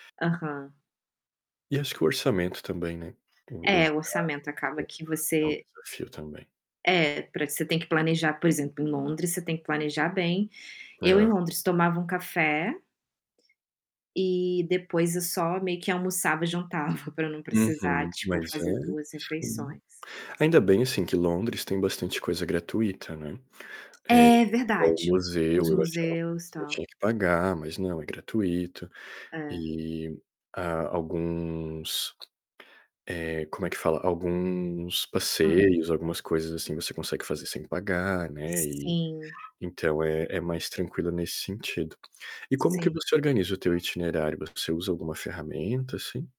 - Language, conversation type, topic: Portuguese, unstructured, Como você se preparou para uma viagem que exigiu um grande planejamento?
- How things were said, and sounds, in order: distorted speech; tapping; static; put-on voice: "eu achava"; other background noise